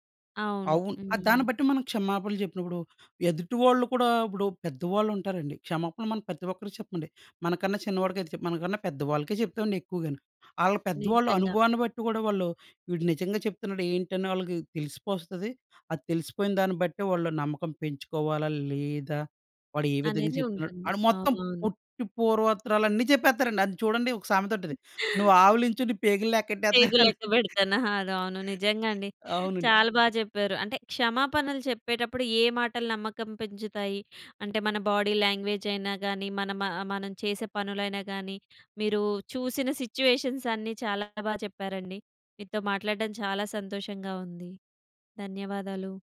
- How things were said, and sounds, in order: chuckle; other background noise; chuckle
- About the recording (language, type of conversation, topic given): Telugu, podcast, క్షమాపణ చెప్పేటప్పుడు ఏ మాటలు నమ్మకాన్ని పెంచుతాయి?